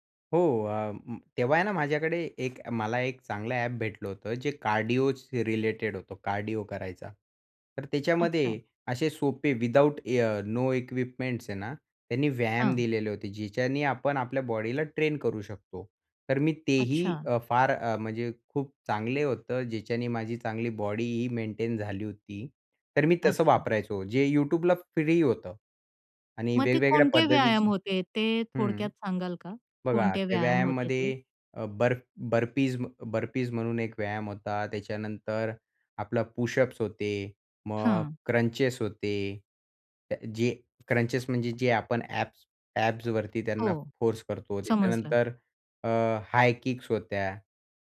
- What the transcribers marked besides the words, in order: in English: "रिलेटेड"; in English: "विदाऊट"; in English: "इक्विपमेंट्स"; in English: "मेंटेन"; in English: "ॲब्स ॲब्सवरती"; in English: "फोर्स"
- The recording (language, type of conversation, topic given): Marathi, podcast, जिम उपलब्ध नसेल तर घरी कोणते व्यायाम कसे करावेत?